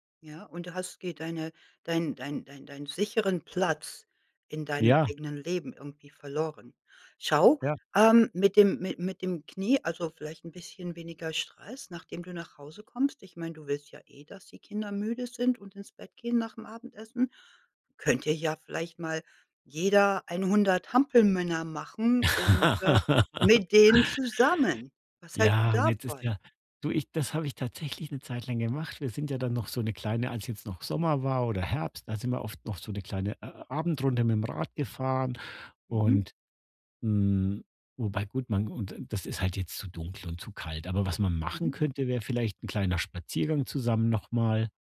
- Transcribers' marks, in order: laugh
- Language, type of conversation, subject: German, advice, Warum bekomme ich nach stressiger Arbeit abends Heißhungerattacken?